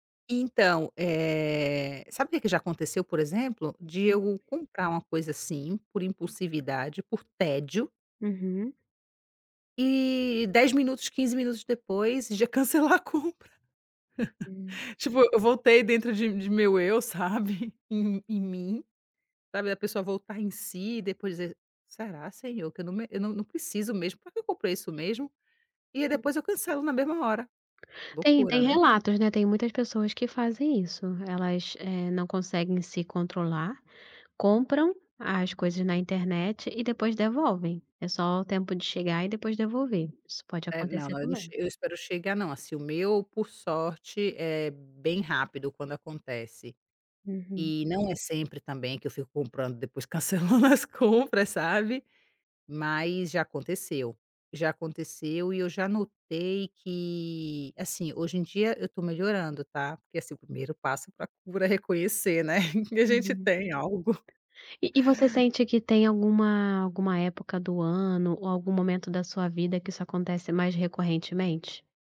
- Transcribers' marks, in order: other background noise; tapping; laughing while speaking: "já cancelar a compra"; chuckle; laughing while speaking: "cancelando as compras"; laughing while speaking: "né, que a gente tem algo"
- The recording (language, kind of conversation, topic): Portuguese, advice, Gastar impulsivamente para lidar com emoções negativas